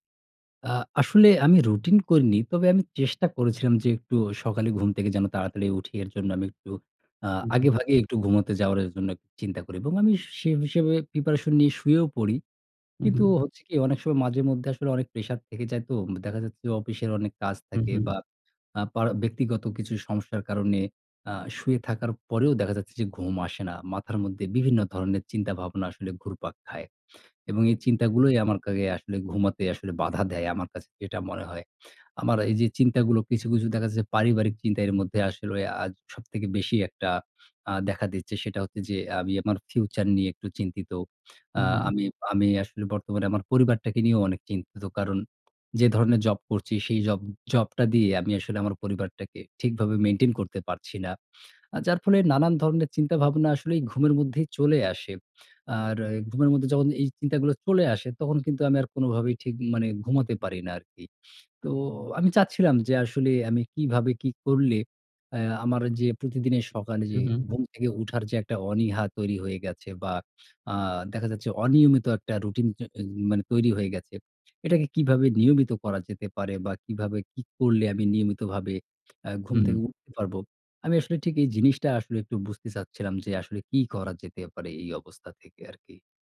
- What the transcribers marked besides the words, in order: "কাছে" said as "কাগে"
- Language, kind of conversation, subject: Bengali, advice, প্রতিদিন সকালে সময়মতো উঠতে আমি কেন নিয়মিত রুটিন মেনে চলতে পারছি না?